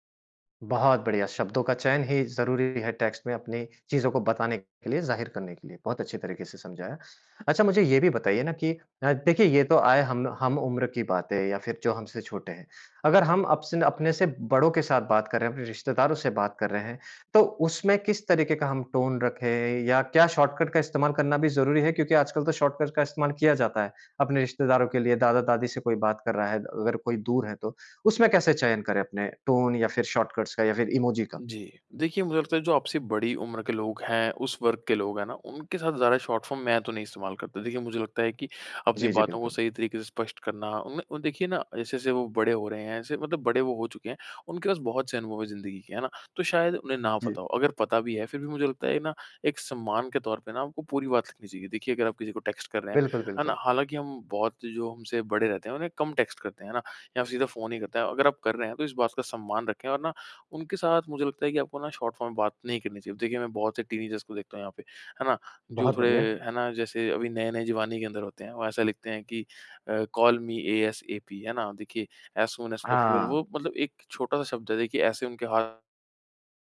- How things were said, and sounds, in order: in English: "टेक्स्ट"; in English: "टोन"; in English: "शॉर्टकट"; in English: "शॉर्टकट"; in English: "टोन"; in English: "शॉर्टकट्स"; in English: "शॉर्ट फ़ॉर्म"; in English: "टेक्स्ट"; in English: "टेक्स्ट"; in English: "शॉर्ट फॉर्म"; in English: "टीनेजर्स"; in English: "कॉल मी एएसएपी"; in English: "ऐज़ सून ऐज़ पॉसिबल"
- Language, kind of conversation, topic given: Hindi, podcast, टेक्स्ट संदेशों में गलतफहमियाँ कैसे कम की जा सकती हैं?